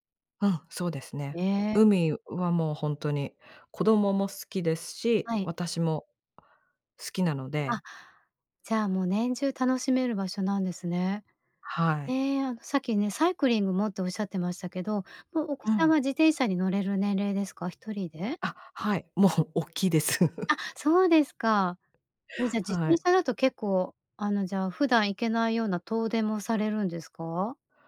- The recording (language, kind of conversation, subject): Japanese, podcast, 週末はご家族でどんなふうに過ごすことが多いですか？
- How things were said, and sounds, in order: laughing while speaking: "もう大きいです"; laugh